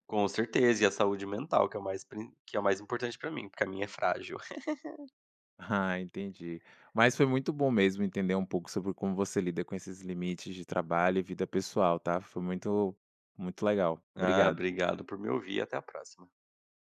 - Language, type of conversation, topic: Portuguese, podcast, Como você estabelece limites entre trabalho e vida pessoal em casa?
- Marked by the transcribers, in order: giggle